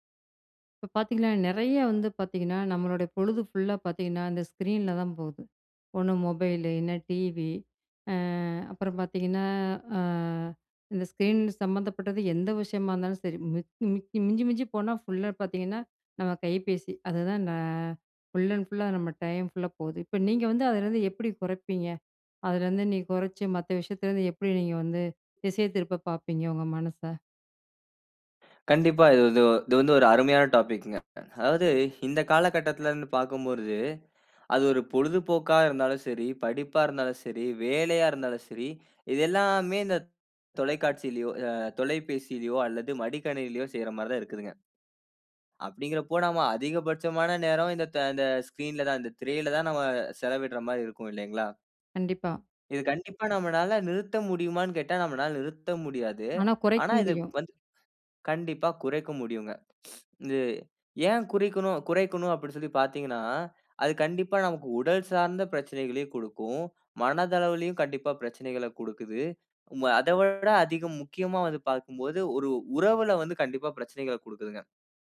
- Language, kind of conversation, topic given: Tamil, podcast, திரை நேரத்தை எப்படிக் குறைக்கலாம்?
- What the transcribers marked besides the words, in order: in English: "ஸ்க்ரீன்ல"; in English: "ஸ்க்ரீன்"; in English: "ஃபுல் அண்ட் ஃபுல் லா"; in English: "டைம் ஃபுல்லா"; breath; other background noise; in English: "டாபிக்ங்க"; "பார்க்கும்பொழுது" said as "பார்க்கும்போர்து"; drawn out: "எல்லாமே"; in English: "ஸ்கிரீன்ல"